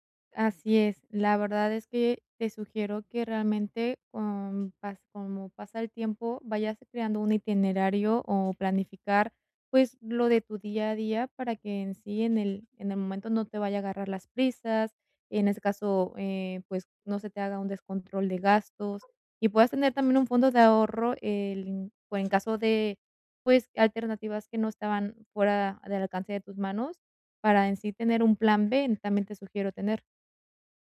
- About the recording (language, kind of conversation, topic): Spanish, advice, ¿Cómo puedo disfrutar de unas vacaciones con poco dinero y poco tiempo?
- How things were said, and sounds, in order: other background noise; tapping